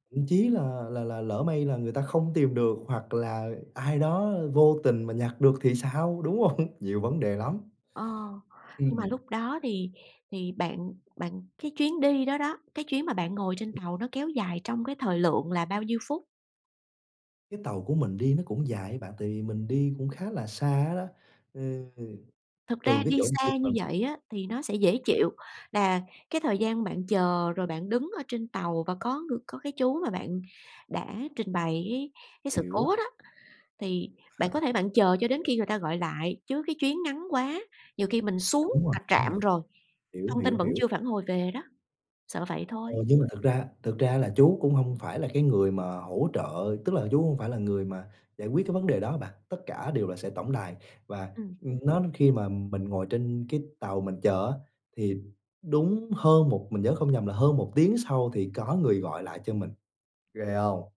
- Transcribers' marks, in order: laughing while speaking: "hông?"; tapping; other background noise
- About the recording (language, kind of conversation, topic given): Vietnamese, podcast, Bạn có thể kể về một chuyến đi gặp trục trặc nhưng vẫn rất đáng nhớ không?